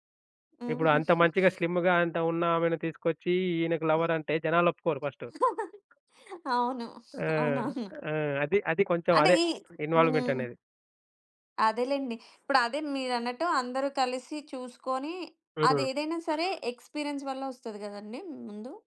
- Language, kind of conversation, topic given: Telugu, podcast, పాత్రలకు నటీనటులను ఎంపిక చేసే నిర్ణయాలు ఎంత ముఖ్యమని మీరు భావిస్తారు?
- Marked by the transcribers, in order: other background noise; giggle; in English: "స్లిమ్‌గా"; chuckle; in English: "ఇన్వాల్వ్‌మెంట్"; in English: "ఎక్స్‌పీరియన్స్"